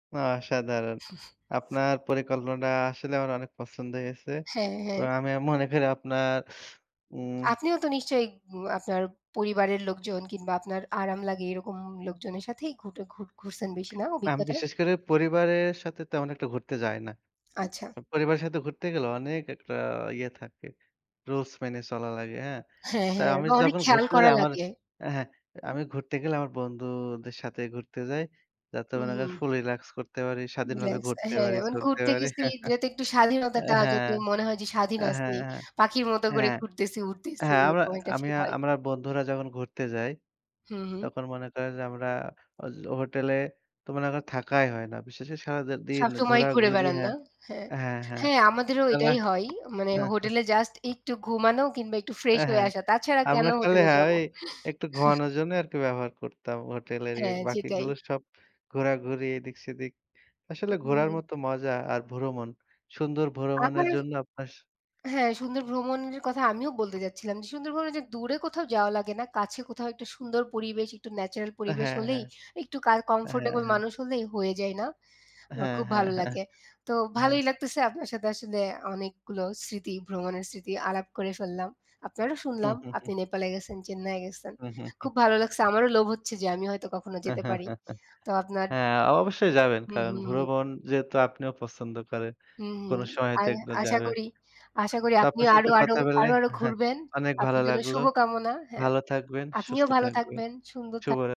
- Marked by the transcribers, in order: chuckle; tsk; other background noise; chuckle; chuckle; chuckle; chuckle; chuckle; tapping; chuckle
- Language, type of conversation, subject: Bengali, unstructured, আপনার স্মৃতিতে সবচেয়ে প্রিয় ভ্রমণের গল্প কোনটি?
- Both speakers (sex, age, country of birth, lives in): female, 25-29, Bangladesh, Bangladesh; male, 25-29, Bangladesh, Bangladesh